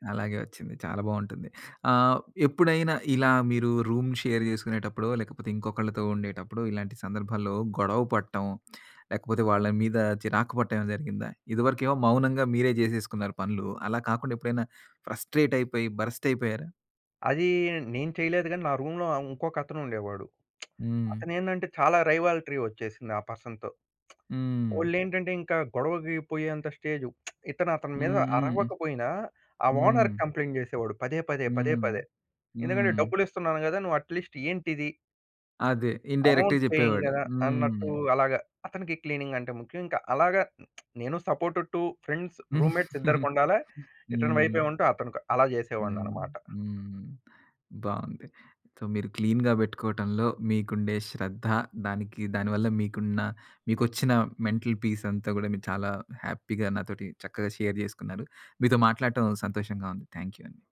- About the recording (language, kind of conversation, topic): Telugu, podcast, ఇల్లు ఎప్పుడూ శుభ్రంగా, సర్దుబాటుగా ఉండేలా మీరు పాటించే చిట్కాలు ఏమిటి?
- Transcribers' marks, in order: in English: "రూమ్ షేర్"; in English: "ఫ్రస్ట్రేట్"; in English: "బరస్ట్"; in English: "రూమ్‌లో"; lip smack; in English: "రైవాల్ట్రీ"; in English: "పర్సన్‌తో"; tapping; lip smack; in English: "ఓనర్‌కి కంప్లెయింట్"; in English: "అట్‌లిస్ట్"; in English: "అమౌంట్ పేయింగ్"; in English: "ఇన్‌డైరెక్ట్‌గా"; in English: "క్లీనింగ్"; lip smack; in English: "సపోర్ట్ టు ఫ్రెండ్స్, రూమ్‌మేట్స్"; giggle; in English: "సో"; in English: "క్లీన్‌గా"; in English: "మెంటల్ పీస్"; in English: "హ్యాపీ‌గా"; in English: "షేర్"